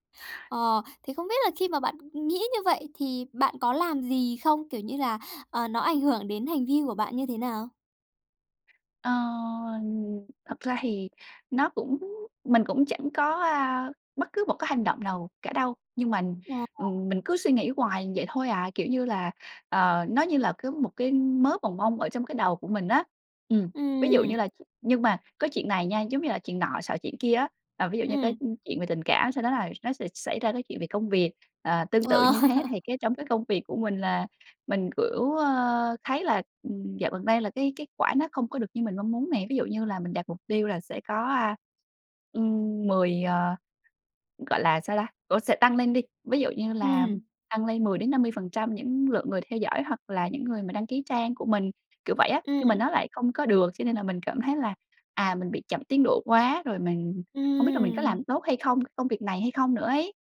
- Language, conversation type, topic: Vietnamese, advice, Làm sao để dừng lại khi tôi bị cuốn vào vòng suy nghĩ tiêu cực?
- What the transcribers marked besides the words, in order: tapping; other background noise; laughing while speaking: "Ờ"